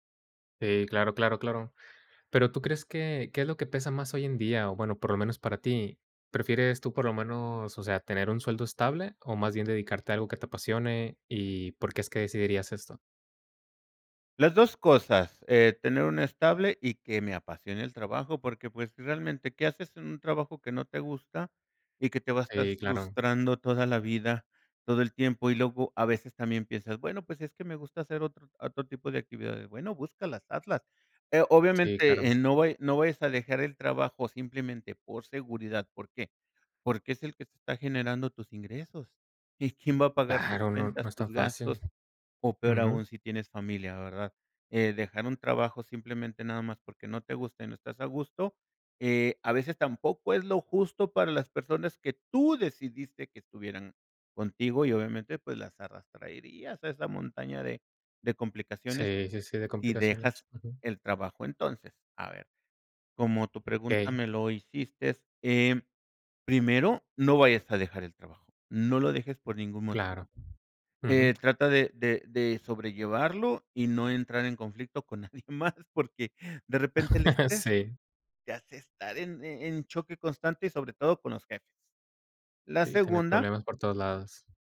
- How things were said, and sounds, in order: tapping; "arrastrarías" said as "arrastraerias"; "hiciste" said as "hicistes"; laughing while speaking: "nadie más"; chuckle; other background noise
- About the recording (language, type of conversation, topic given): Spanish, podcast, ¿Cómo decides entre la seguridad laboral y tu pasión profesional?